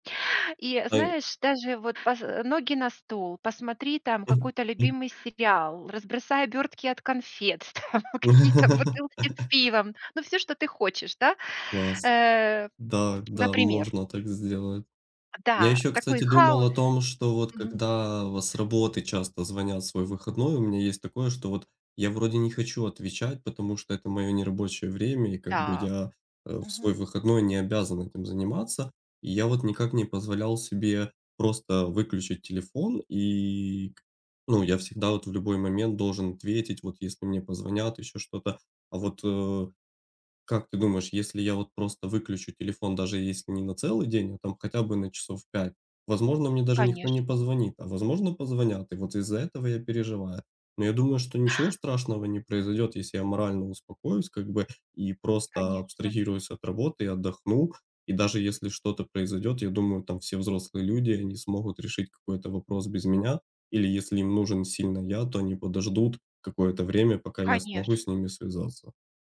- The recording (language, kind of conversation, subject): Russian, advice, Как планировать свободное время, чтобы дома действительно отдыхать и расслабляться?
- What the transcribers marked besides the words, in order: other noise; laugh; laughing while speaking: "там какие-то бутылки"; tapping